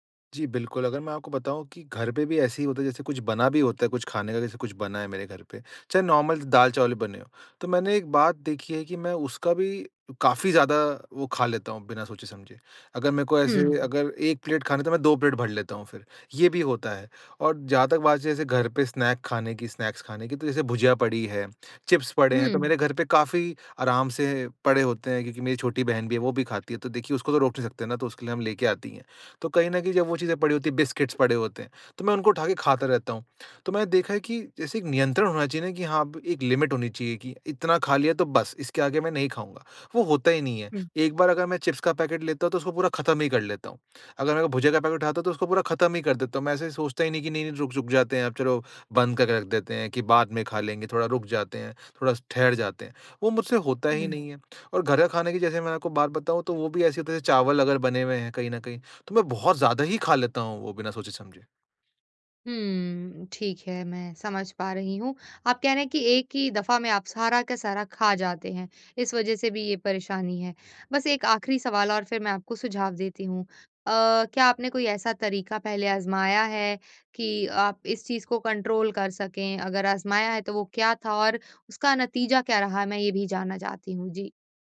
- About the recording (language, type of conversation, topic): Hindi, advice, भोजन में आत्म-नियंत्रण की कमी
- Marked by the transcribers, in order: in English: "नॉर्मल"; in English: "प्लेट"; in English: "स्नैक"; in English: "स्नैक्स"; in English: "बिस्किट्स"; in English: "लिमिट"; in English: "कंट्रोल"